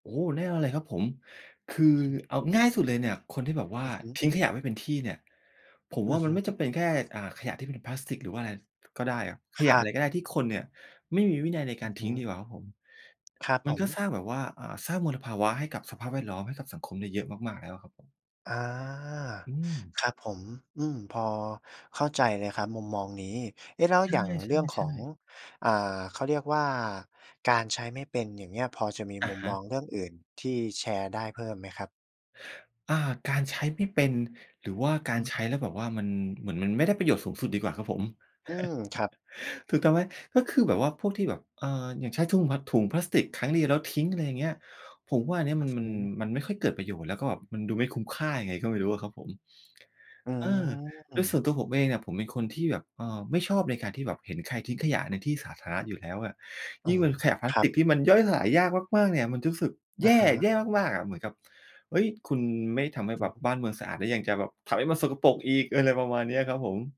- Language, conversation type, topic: Thai, podcast, คุณเคยลองลดการใช้พลาสติกด้วยวิธีไหนมาบ้าง?
- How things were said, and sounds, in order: other noise; tapping; chuckle; other background noise